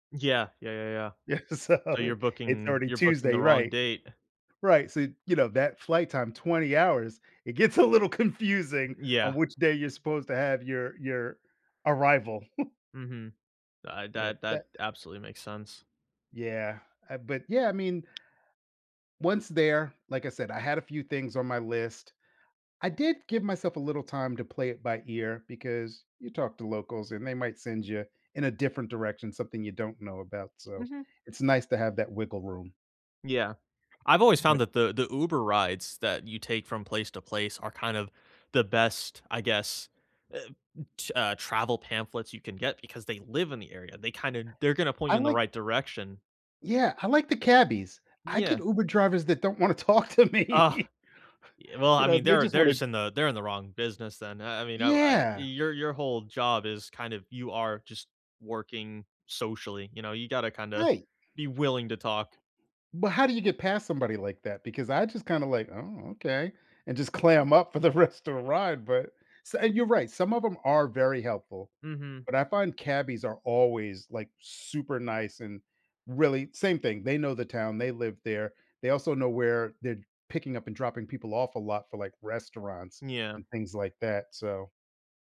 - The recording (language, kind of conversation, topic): English, unstructured, How should I decide what to learn beforehand versus discover in person?
- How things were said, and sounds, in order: laughing while speaking: "Yeah, so"; chuckle; tapping; other background noise; unintelligible speech; laughing while speaking: "talk to me"; chuckle; laughing while speaking: "rest"